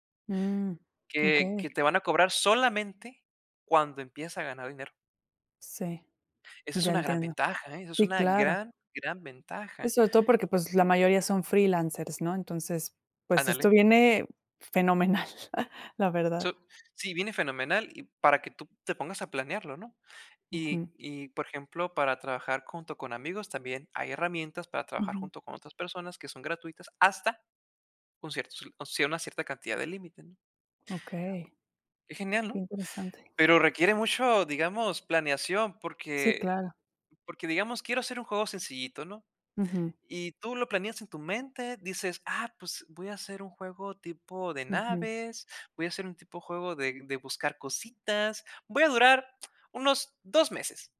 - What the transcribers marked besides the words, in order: chuckle; other background noise
- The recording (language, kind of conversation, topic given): Spanish, podcast, ¿Qué proyecto pequeño recomiendas para empezar con el pie derecho?